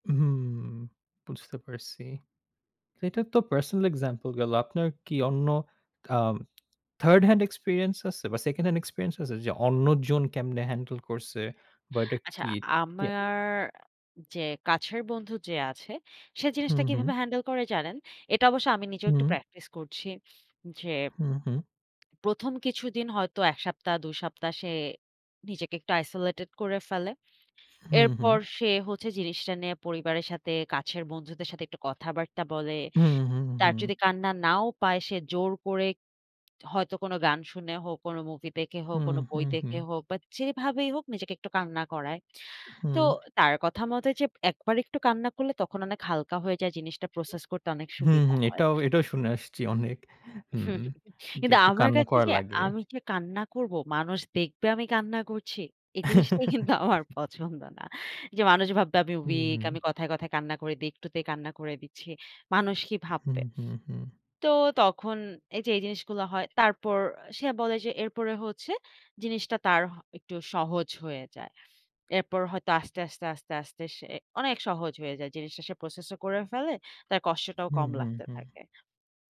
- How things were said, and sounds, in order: chuckle; laugh
- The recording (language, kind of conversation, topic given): Bengali, unstructured, শোকের সময় আপনি নিজেকে কীভাবে সান্ত্বনা দেন?